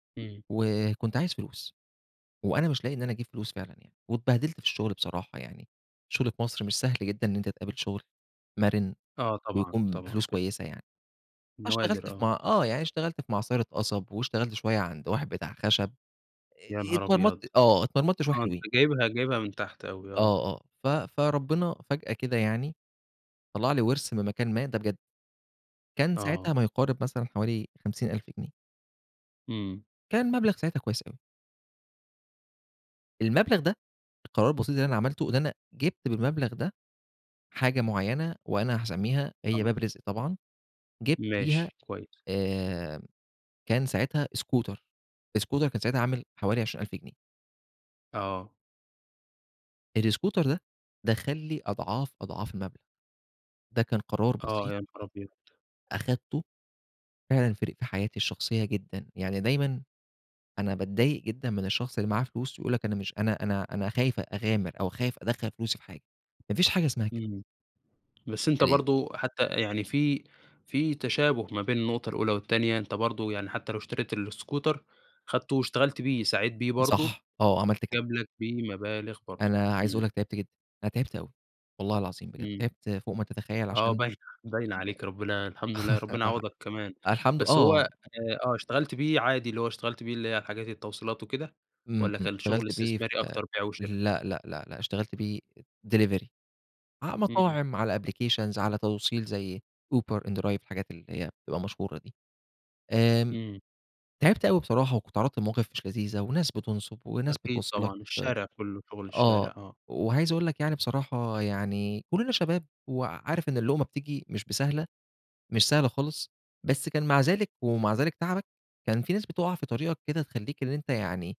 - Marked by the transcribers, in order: in English: "scooter الscooter"; in English: "الscooter"; other background noise; unintelligible speech; laughing while speaking: "باينة"; chuckle; unintelligible speech; in English: "delivery"; in English: "applications"
- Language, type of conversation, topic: Arabic, podcast, إيه قرار بسيط أخدته وطلع منه نتيجة كبيرة؟